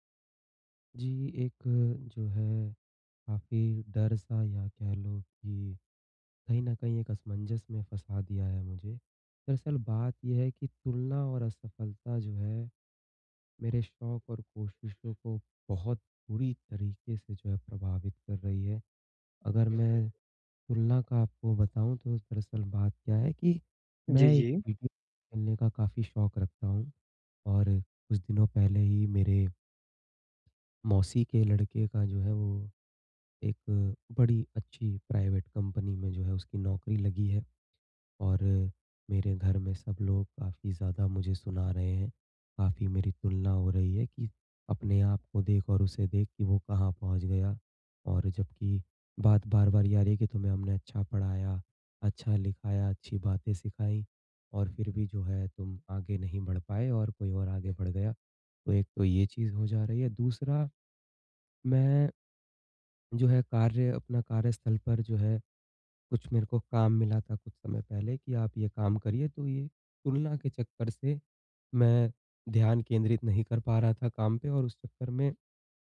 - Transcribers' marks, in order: other background noise; in English: "गेम"; in English: "प्राइवेट"
- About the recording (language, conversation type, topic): Hindi, advice, तुलना और असफलता मेरे शौक और कोशिशों को कैसे प्रभावित करती हैं?